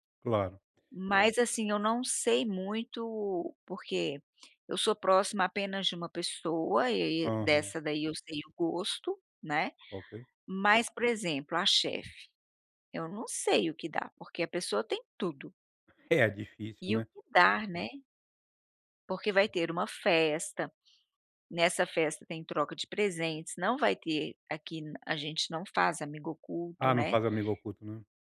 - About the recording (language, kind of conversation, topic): Portuguese, advice, Como posso encontrar presentes significativos para pessoas diferentes?
- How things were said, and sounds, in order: tapping